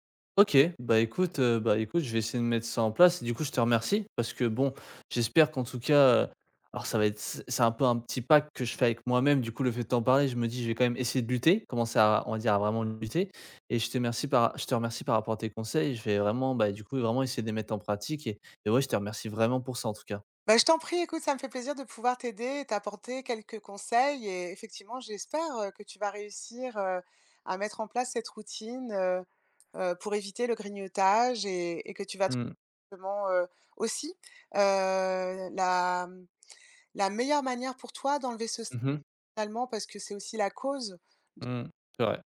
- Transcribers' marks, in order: other background noise; unintelligible speech
- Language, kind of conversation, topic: French, advice, Comment puis-je arrêter de grignoter entre les repas sans craquer tout le temps ?